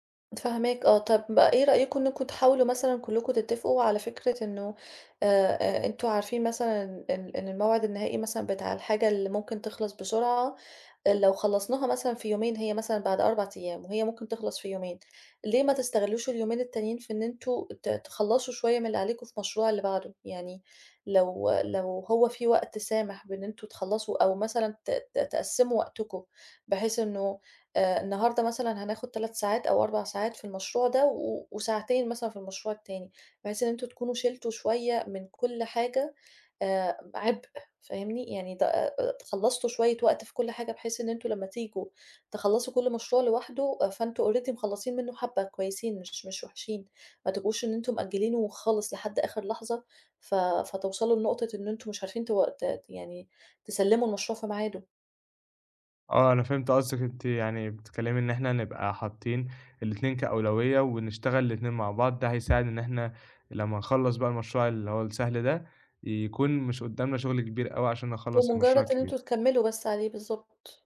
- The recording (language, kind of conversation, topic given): Arabic, advice, إزاي عدم وضوح الأولويات بيشتّت تركيزي في الشغل العميق؟
- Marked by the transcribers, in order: in English: "already"; other background noise